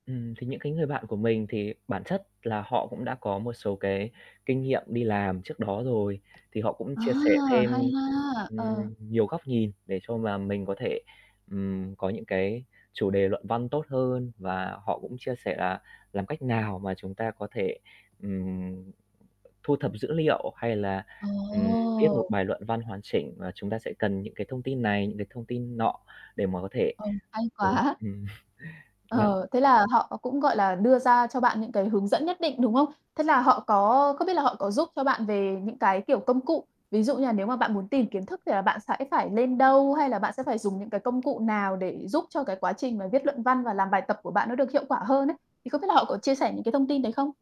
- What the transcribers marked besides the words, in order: static; other background noise; tapping; distorted speech; laughing while speaking: "quá!"; chuckle; laughing while speaking: "Ờ"
- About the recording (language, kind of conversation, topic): Vietnamese, podcast, Làm sao để việc học trở nên vui hơn thay vì gây áp lực?